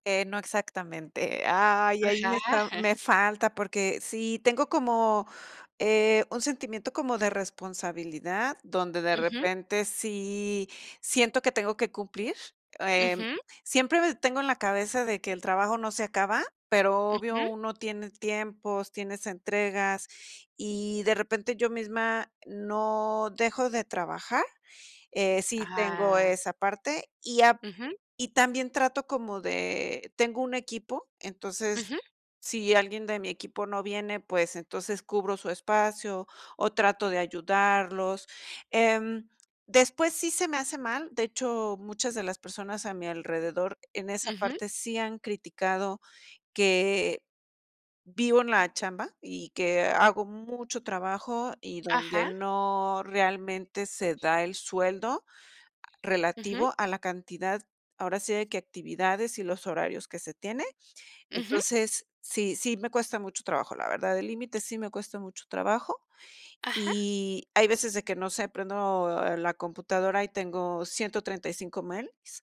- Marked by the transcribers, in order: chuckle; tapping; other background noise
- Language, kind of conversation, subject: Spanish, podcast, Cómo equilibras el trabajo y la vida personal